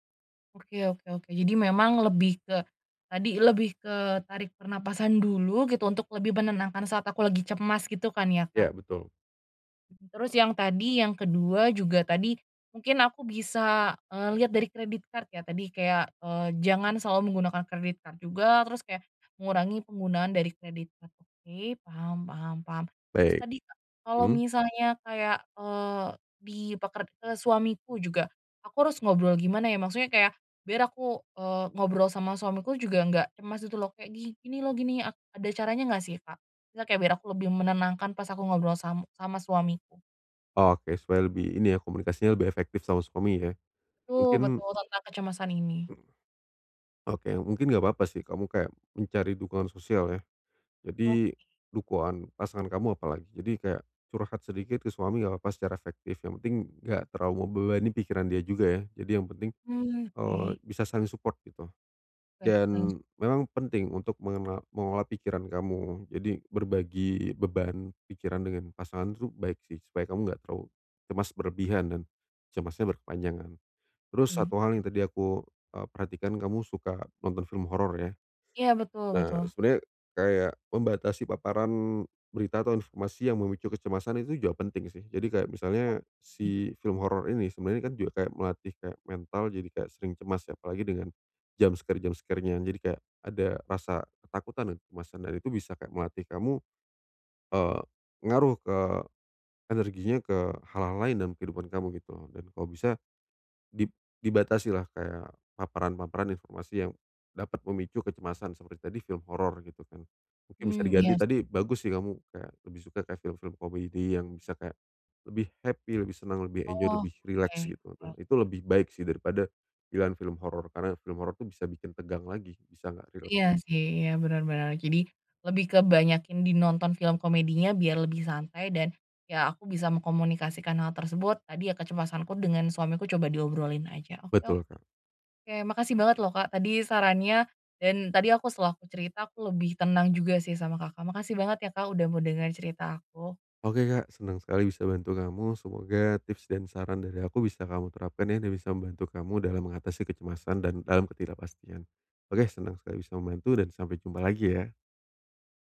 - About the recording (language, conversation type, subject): Indonesian, advice, Bagaimana cara mengelola kecemasan saat menjalani masa transisi dan menghadapi banyak ketidakpastian?
- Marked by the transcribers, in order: other background noise; in English: "credit card"; in English: "credit card"; in English: "credit card"; "dukungan" said as "dukoan"; in English: "support"; tapping; in English: "jumpscare-jumpscare-nya"; in English: "happy"; in English: "enjoy"